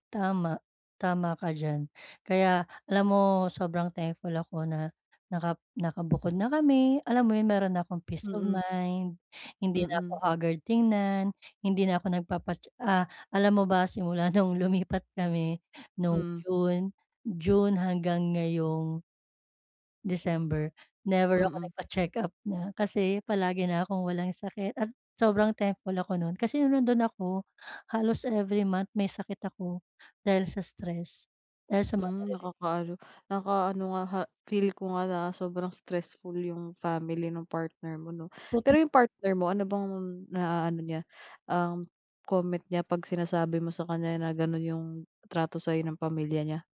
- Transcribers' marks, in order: other background noise; tapping
- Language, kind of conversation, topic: Filipino, advice, Paano ako makikipag-usap nang mahinahon at magalang kapag may negatibong puna?